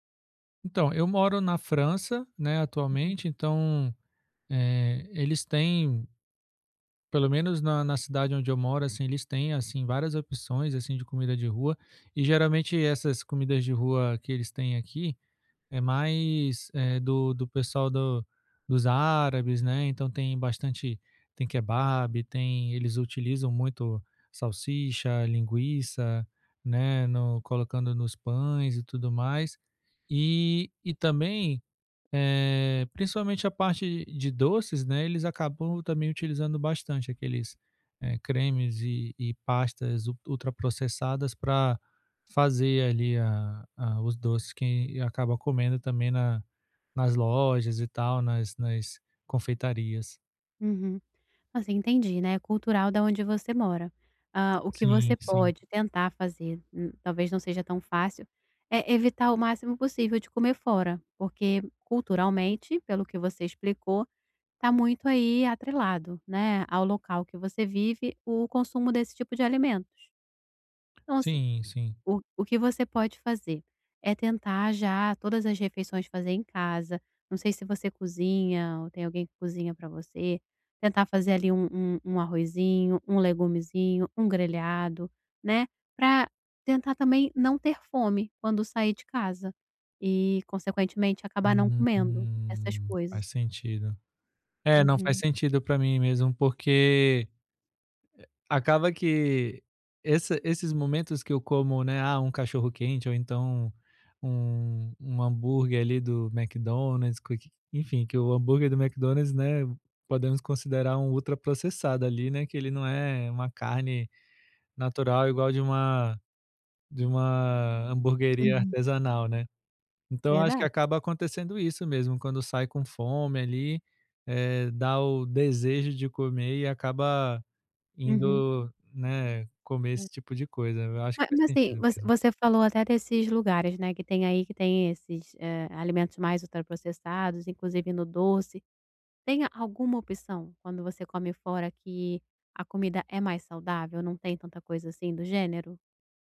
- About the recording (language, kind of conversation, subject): Portuguese, advice, Como posso reduzir o consumo diário de alimentos ultraprocessados na minha dieta?
- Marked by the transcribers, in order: other background noise; drawn out: "Uhum"; tapping